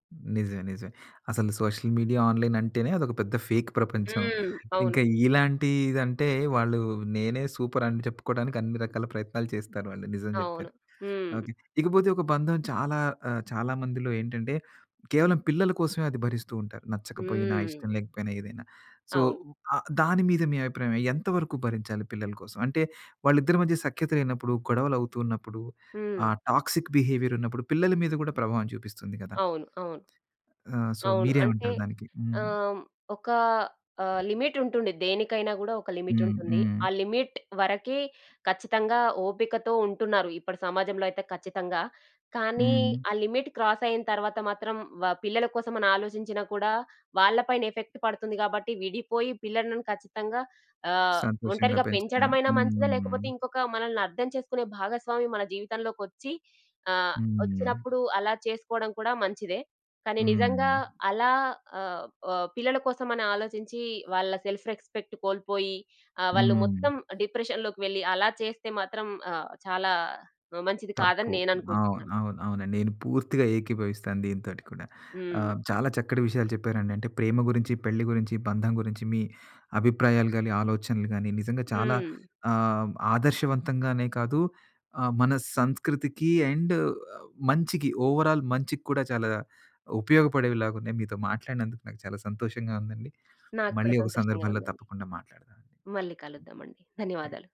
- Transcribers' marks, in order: in English: "సోషల్ మీడియా, ఆన్‌లైన్"; in English: "ఫేక్"; in English: "సో"; in English: "టాక్సిక్"; in English: "సో"; other background noise; in English: "లిమిట్"; in English: "లిమిట్"; in English: "ఎఫెక్ట్"; in English: "సెల్ఫ్ రెస్పెక్ట్"; in English: "డిప్రెషన్‌లోకి"; in English: "అండ్"; in English: "ఓవరాల్"
- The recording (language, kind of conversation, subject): Telugu, podcast, ఒక్క పరిచయంతోనే ప్రేమకథ మొదలవుతుందా?